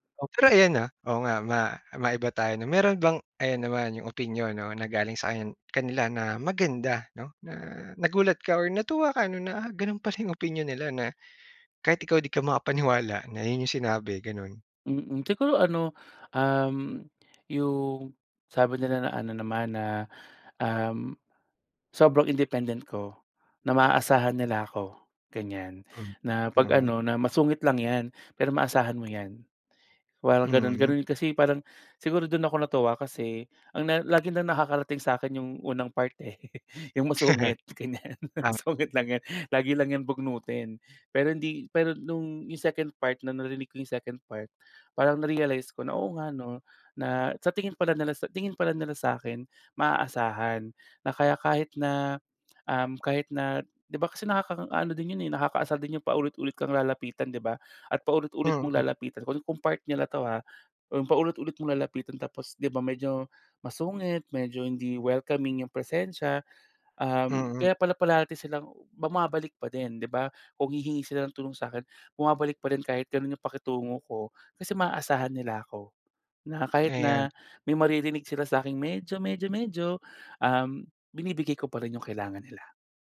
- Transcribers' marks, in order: tapping; unintelligible speech; chuckle; laughing while speaking: "ganyan. Sungit lang 'yan"; in English: "second part"; in English: "second part"
- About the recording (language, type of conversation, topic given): Filipino, podcast, Paano mo tinitimbang ang opinyon ng pamilya laban sa sarili mong gusto?